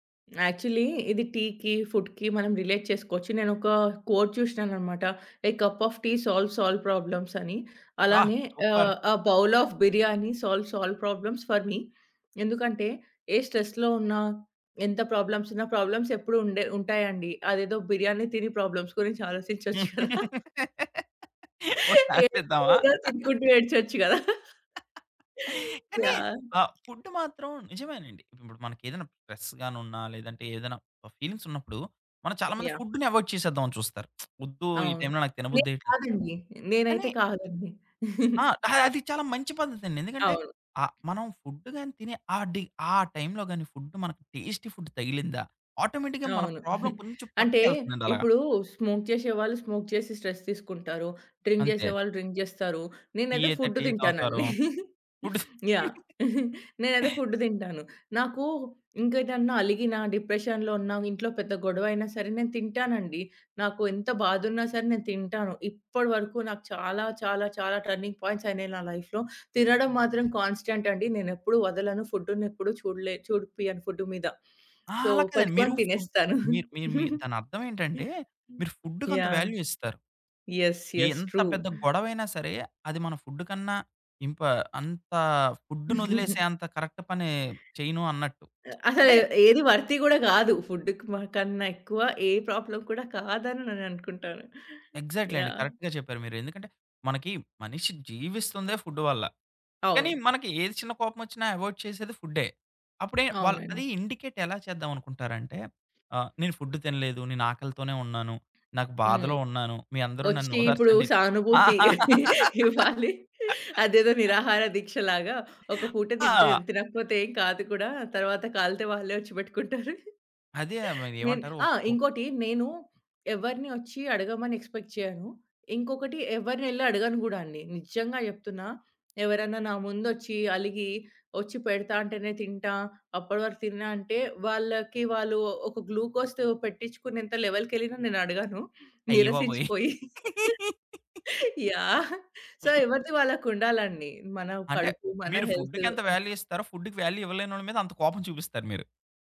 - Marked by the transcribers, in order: in English: "యాక్చువల్లి"; in English: "ఫుడ్‌కి"; in English: "రిలేట్"; in English: "కోట్"; in English: "ఎ కప్ ఆఫ్ టీ సాల్వ్ ఆల్ ప్రాబ్లమ్స్"; in English: "ఎ బౌల్ ఆఫ్ బిర్యానీ సాల్వ్ ఆల్ ప్రాబ్లమ్స్ ఫర్ మి"; in English: "స్ట్రెస్‌లో"; in English: "ప్రాబ్లమ్స్"; in English: "ప్రాబ్లమ్స్"; in English: "ప్రాబ్లమ్స్"; laughing while speaking: "ఓ చాన్సిద్దామా?"; chuckle; unintelligible speech; chuckle; other background noise; in English: "స్ట్రెస్"; in English: "ఫీలింగ్స్"; in English: "అవాయిడ్"; tsk; chuckle; in English: "టేస్టీ ఫుడ్"; in English: "ఆటోమేటిక్‌గా"; in English: "ప్రాబ్లమ్"; giggle; in English: "స్మోక్"; in English: "స్మోక్"; in English: "స్ట్రెస్"; in English: "డ్రింక్"; in English: "డ్రింక్"; chuckle; in English: "డిప్రెషన్‌లో"; in English: "టర్నింగ్ పాయింట్స్"; in English: "లైఫ్‌లో"; in English: "సో"; in English: "ఫుడ్"; chuckle; in English: "యెస్. యెస్. ట్రూ"; in English: "వాల్యూ"; chuckle; in English: "కరెక్ట్"; lip smack; in English: "వర్తీ"; in English: "ప్రాబ్లమ్"; in English: "ఎగ్జాక్ట్లీ"; in English: "కరెక్ట్‌గా"; in English: "అవాయిడ్"; in English: "ఇండికేట్"; laughing while speaking: "ఇవ్వాలి. అదేదో నిరాహార దీక్ష లాగా"; laugh; chuckle; in English: "ఎక్స్‌పెక్ట్"; in English: "గ్లూకోజ్"; chuckle; in English: "సో"; laugh; in English: "వాల్యూ"; in English: "వాల్యూ"
- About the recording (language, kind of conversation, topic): Telugu, podcast, మనసుకు నచ్చే వంటకం ఏది?
- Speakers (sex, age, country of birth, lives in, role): female, 30-34, India, India, guest; male, 30-34, India, India, host